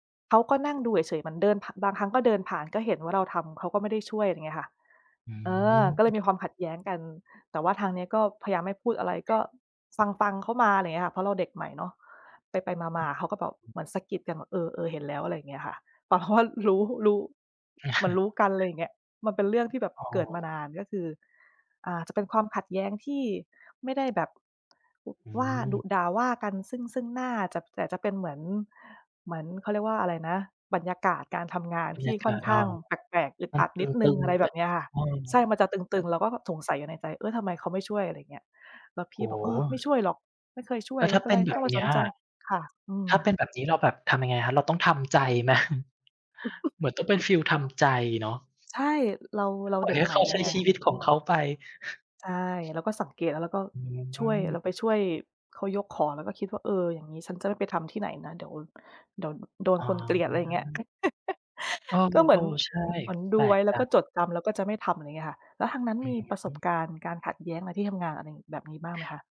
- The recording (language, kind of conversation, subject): Thai, unstructured, คุณเคยมีประสบการณ์ที่ได้เรียนรู้จากความขัดแย้งไหม?
- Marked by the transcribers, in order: other background noise; laughing while speaking: "แต่พอ"; chuckle; tapping; background speech; laughing while speaking: "ไหม ?"; chuckle; chuckle; chuckle